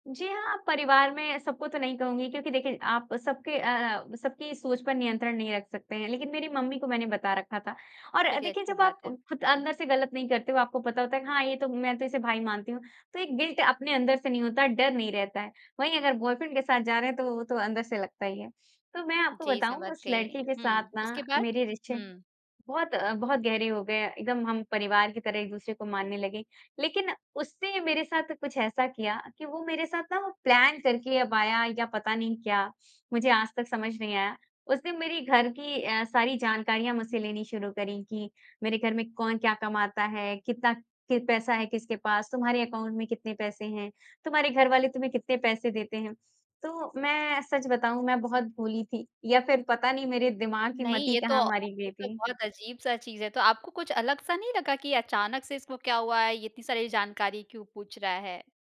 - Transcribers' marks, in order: in English: "गिल्ट"; in English: "बॉयफ्रेंड"; in English: "प्लान"; in English: "अकाउंट"
- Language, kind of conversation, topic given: Hindi, podcast, किसी बड़ी गलती से आपने क्या सीख हासिल की?